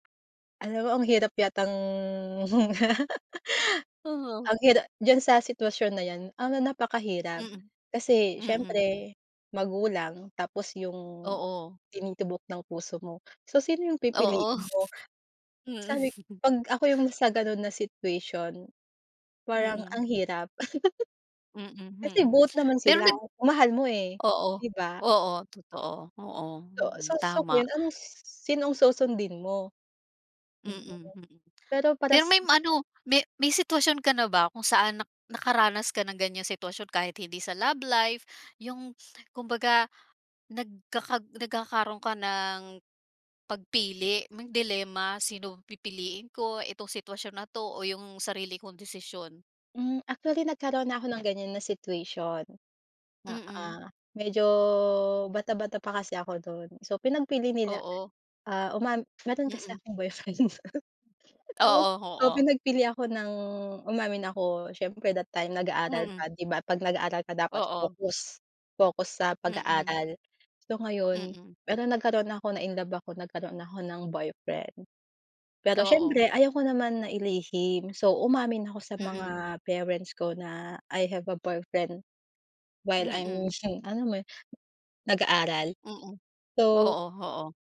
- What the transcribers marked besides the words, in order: tapping; drawn out: "yatang"; laugh; laughing while speaking: "Oo. Mm"; laugh; unintelligible speech; other background noise; drawn out: "medyo"; laughing while speaking: "boyfriend"; laugh; drawn out: "ng"
- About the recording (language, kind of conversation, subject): Filipino, podcast, Saan ka humihingi ng payo kapag kailangan mong gumawa ng malaking pasya?